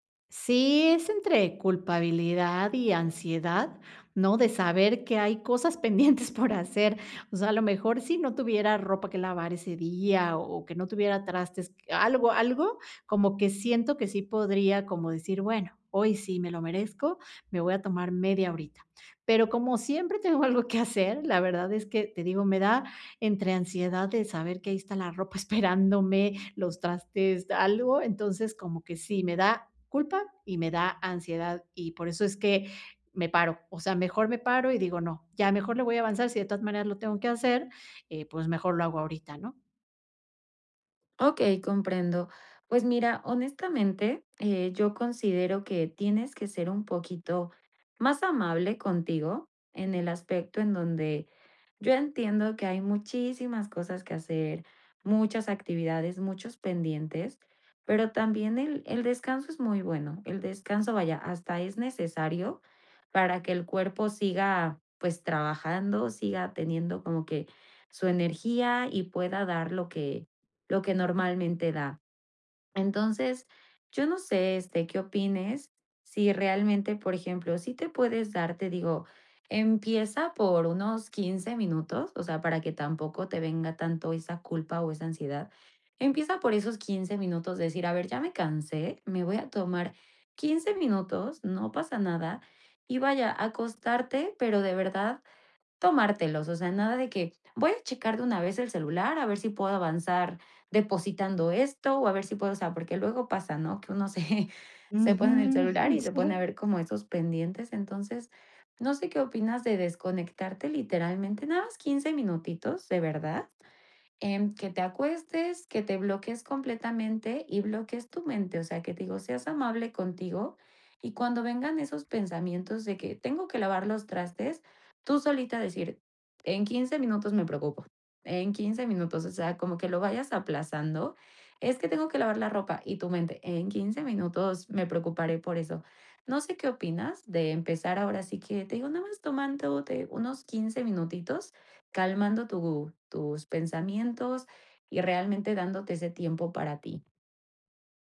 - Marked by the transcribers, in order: giggle; chuckle; giggle; other background noise; laughing while speaking: "se"; laughing while speaking: "Sí"
- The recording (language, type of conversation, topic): Spanish, advice, ¿Cómo puedo priorizar el descanso sin sentirme culpable?